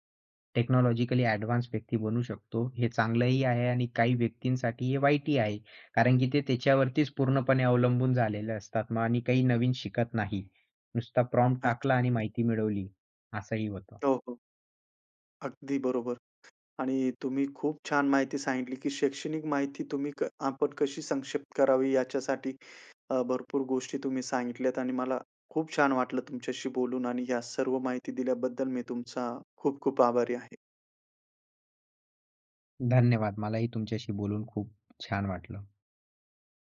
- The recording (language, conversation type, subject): Marathi, podcast, शैक्षणिक माहितीचा सारांश तुम्ही कशा पद्धतीने काढता?
- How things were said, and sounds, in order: in English: "टेक्नॉलॉजिकली ॲडव्हान्स"; other background noise; in English: "प्रॉम्प्ट"